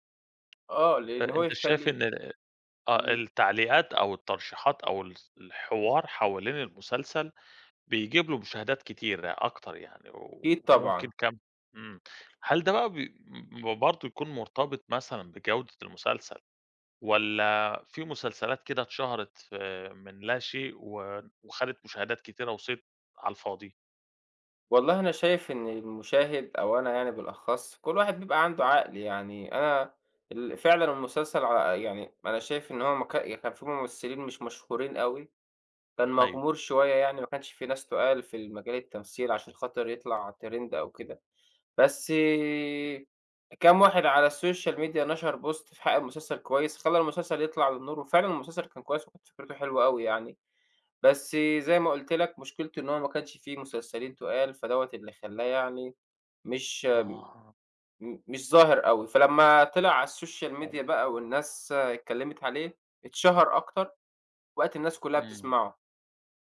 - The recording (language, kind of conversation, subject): Arabic, podcast, إزاي بتأثر السوشال ميديا على شهرة المسلسلات؟
- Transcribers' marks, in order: tapping; in English: "trend"; in English: "الsocial media"; in English: "post"; in English: "الsocial media"; unintelligible speech